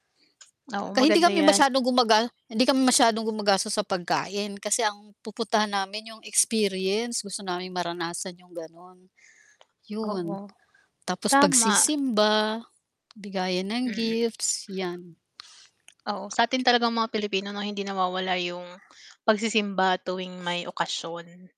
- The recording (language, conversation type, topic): Filipino, unstructured, Paano mo ipinagdiriwang ang Pasko kasama ang pamilya mo?
- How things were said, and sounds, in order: mechanical hum; static; tapping; other background noise